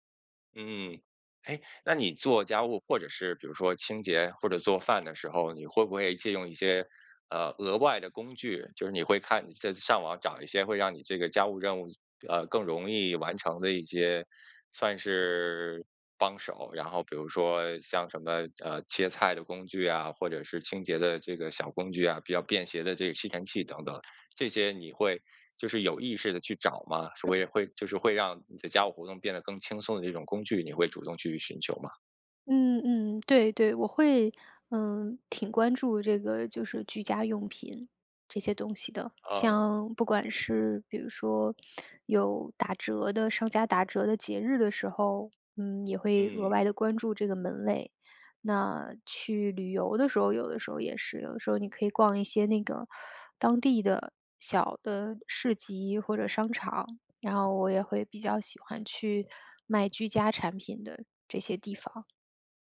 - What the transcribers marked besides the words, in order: other background noise
- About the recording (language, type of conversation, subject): Chinese, podcast, 在家里应该怎样更公平地分配家务？